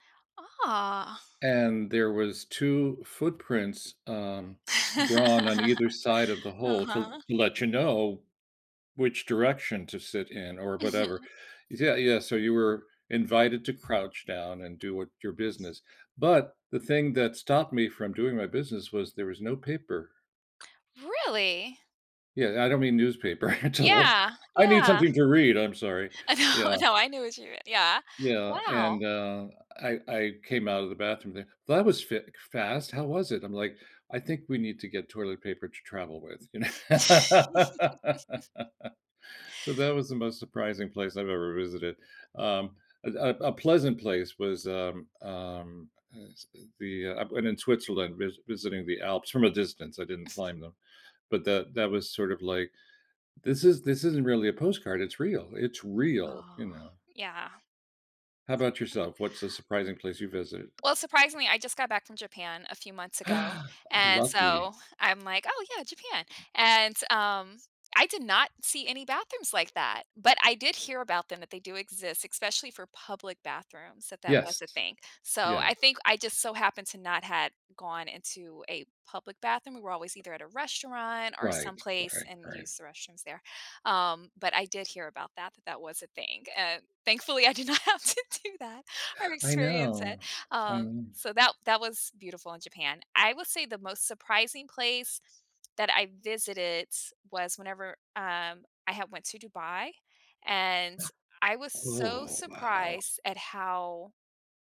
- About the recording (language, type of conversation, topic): English, unstructured, What is the most surprising place you have ever visited?
- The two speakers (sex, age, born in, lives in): female, 40-44, United States, United States; male, 70-74, Venezuela, United States
- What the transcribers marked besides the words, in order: laugh; laughing while speaking: "Mhm"; tapping; other background noise; surprised: "Really?"; chuckle; unintelligible speech; laughing while speaking: "Uh, no"; chuckle; laugh; chuckle; stressed: "real"; unintelligible speech; gasp; laughing while speaking: "not have to do that"; gasp